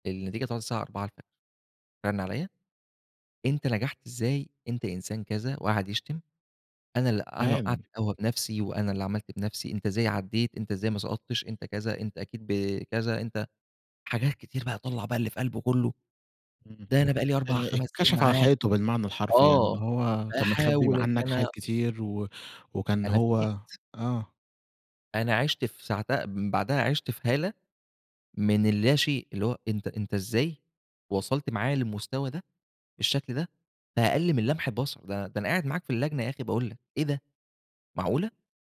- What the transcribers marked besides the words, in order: tapping
- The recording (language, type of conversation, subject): Arabic, podcast, مين أكتر شخص أثّر فيك وإزاي؟